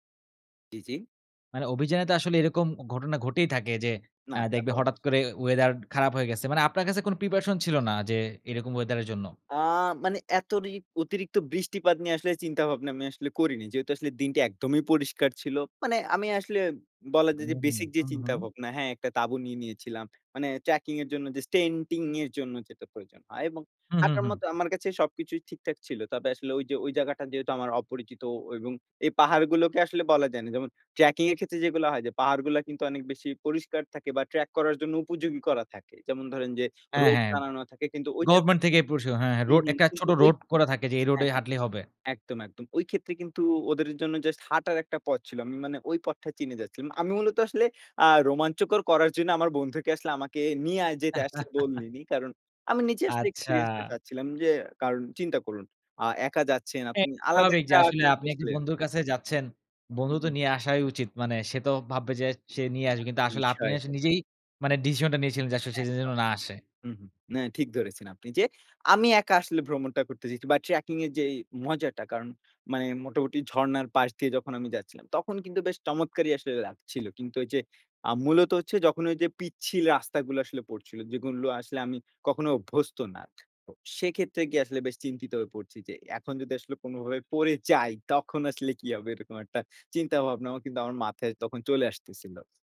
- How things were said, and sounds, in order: in English: "প্রিপারেশন"; in English: "স্ট্যান্টিং"; in English: "রোপ"; laugh; in English: "এক্সপেরিয়েন্স"; in English: "ফিলিংস"; tapping
- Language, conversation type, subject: Bengali, podcast, তোমার জীবনের সবচেয়ে স্মরণীয় সাহসিক অভিযানের গল্প কী?